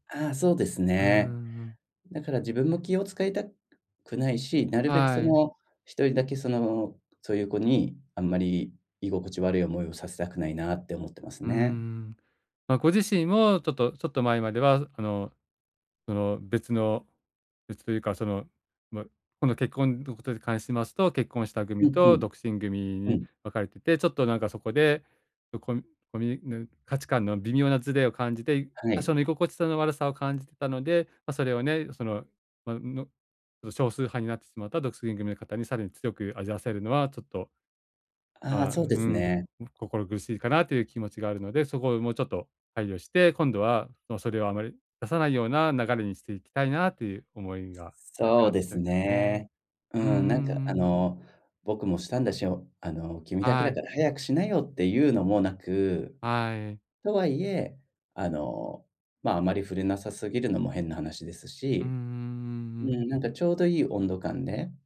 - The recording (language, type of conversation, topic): Japanese, advice, 友人の集まりでどうすれば居心地よく過ごせますか？
- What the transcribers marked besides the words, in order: none